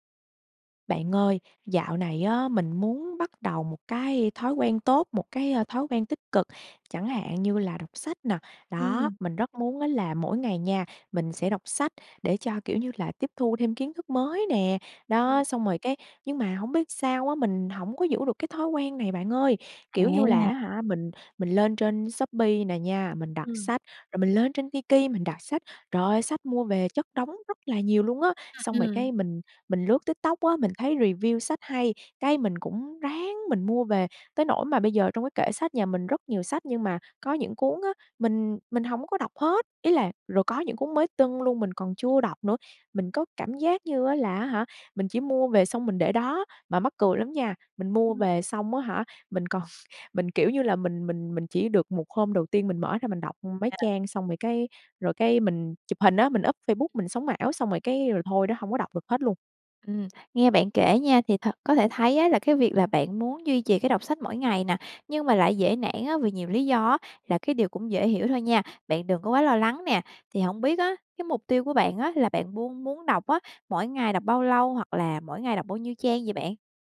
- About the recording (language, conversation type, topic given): Vietnamese, advice, Làm thế nào để duy trì thói quen đọc sách hằng ngày khi tôi thường xuyên bỏ dở?
- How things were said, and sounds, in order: in English: "review"; chuckle; tapping